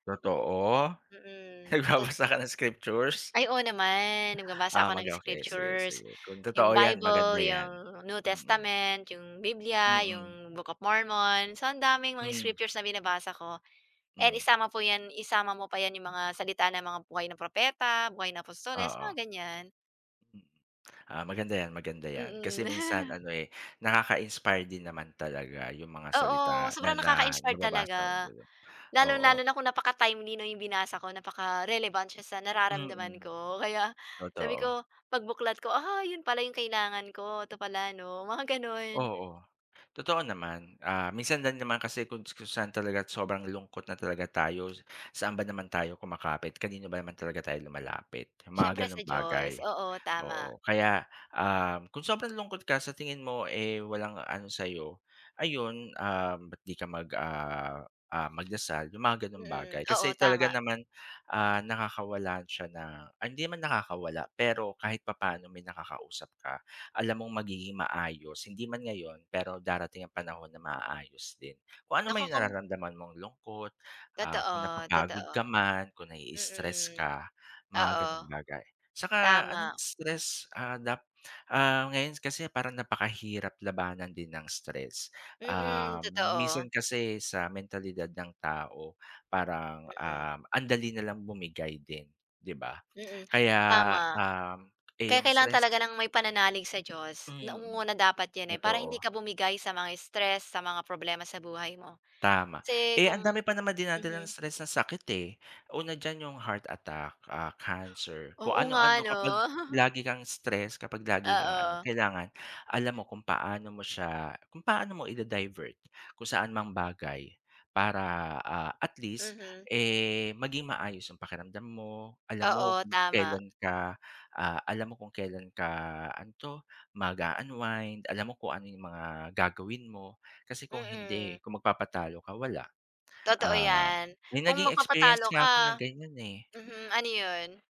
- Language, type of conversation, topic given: Filipino, unstructured, Paano mo nilalabanan ang stress sa pang-araw-araw, at ano ang ginagawa mo kapag nakakaramdam ka ng lungkot?
- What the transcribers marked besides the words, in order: laughing while speaking: "Nagbabasa ka ng scriptures?"; in English: "scriptures?"; in English: "scriptures"; laugh; laughing while speaking: "kaya"; chuckle